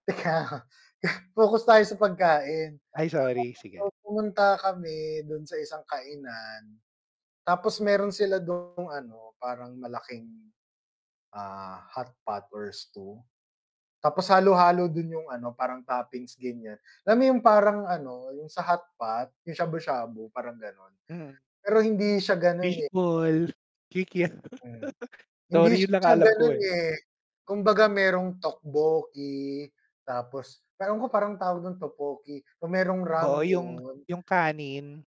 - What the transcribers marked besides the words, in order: laughing while speaking: "Teka"; scoff; distorted speech; tapping; in Japanese: "shabu-shabu"; laughing while speaking: "kikiam"; chuckle; other background noise; in Korean: "tteokbokki"; in Korean: "tteokbokki"; in Korean: "ramyun"
- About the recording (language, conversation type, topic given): Filipino, unstructured, May natikman ka na bang kakaibang pagkain na hindi mo malilimutan?
- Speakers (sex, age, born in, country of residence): male, 30-34, Philippines, Philippines; male, 35-39, Philippines, Philippines